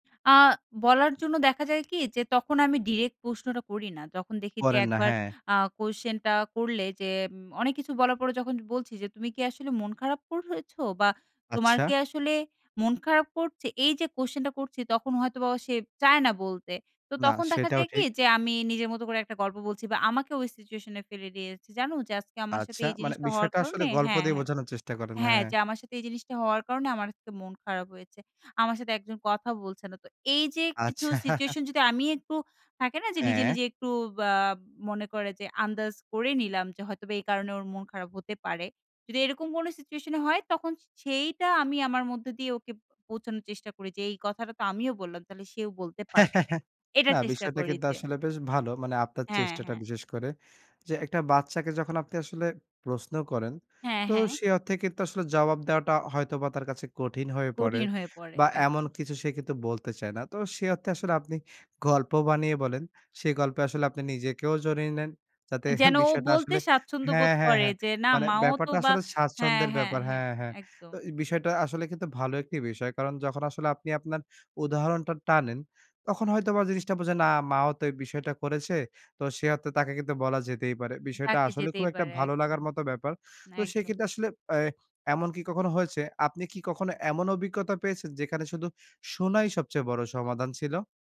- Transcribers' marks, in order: chuckle; laugh; chuckle
- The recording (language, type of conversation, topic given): Bengali, podcast, বাচ্চাদের আবেগ বুঝতে আপনি কীভাবে তাদের সঙ্গে কথা বলেন?